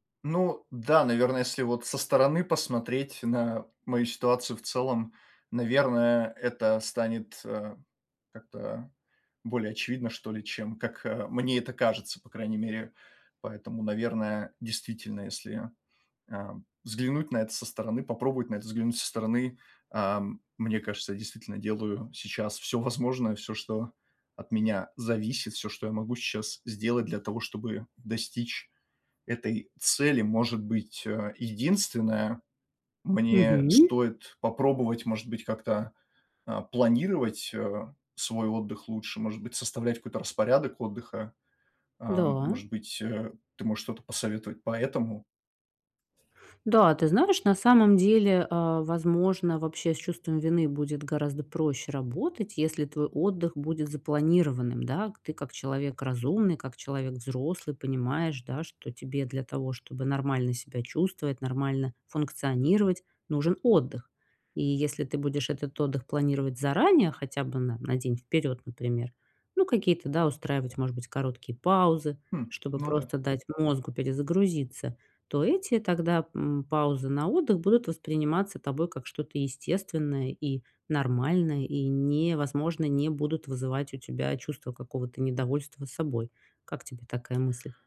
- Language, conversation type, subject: Russian, advice, Как перестать корить себя за отдых и перерывы?
- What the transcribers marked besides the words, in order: none